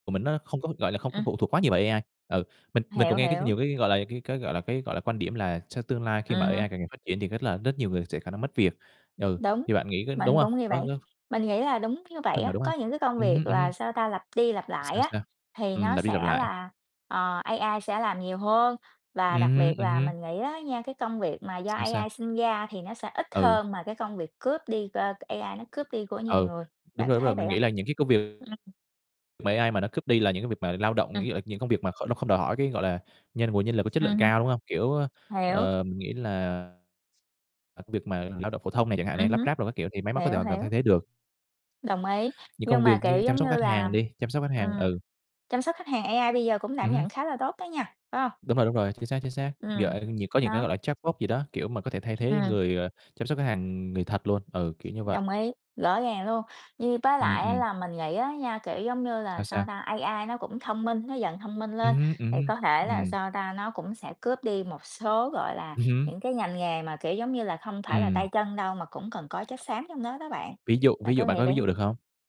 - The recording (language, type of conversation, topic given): Vietnamese, unstructured, Những phát minh khoa học nào bạn nghĩ đã thay đổi thế giới?
- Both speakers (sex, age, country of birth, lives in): female, 30-34, Vietnam, United States; male, 25-29, Vietnam, Vietnam
- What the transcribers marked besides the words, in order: tapping; other background noise; distorted speech; in English: "chatbot"